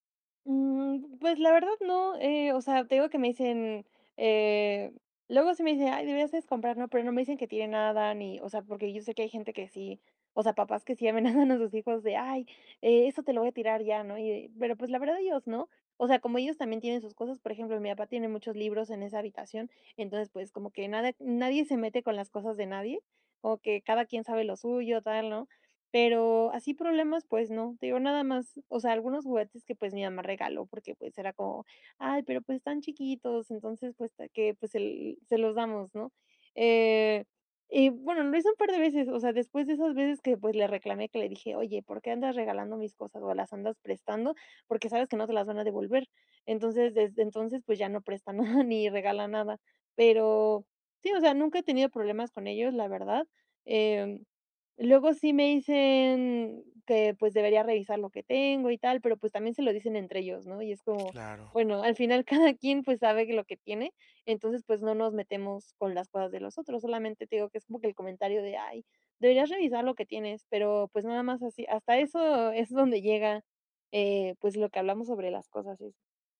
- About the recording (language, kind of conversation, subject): Spanish, advice, ¿Cómo decido qué cosas conservar y cuáles desechar al empezar a ordenar mis pertenencias?
- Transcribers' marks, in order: laughing while speaking: "sí amenazan"; laughing while speaking: "nada"; laughing while speaking: "cada quien"